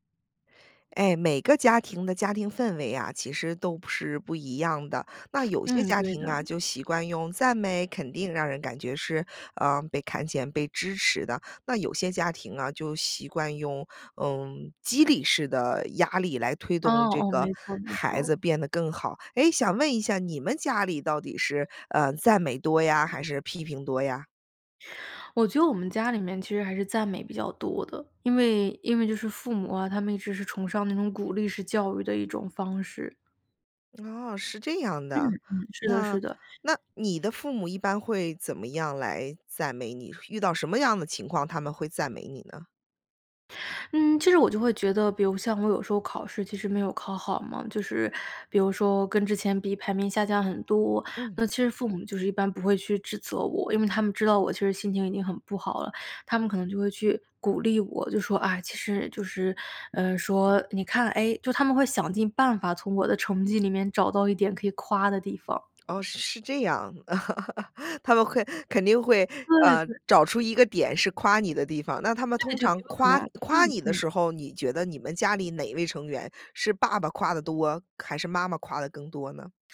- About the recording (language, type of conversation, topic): Chinese, podcast, 你家里平时是赞美多还是批评多？
- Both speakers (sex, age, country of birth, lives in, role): female, 30-34, China, United States, guest; female, 35-39, United States, United States, host
- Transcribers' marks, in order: other background noise; inhale; tapping; chuckle; laughing while speaking: "他们会"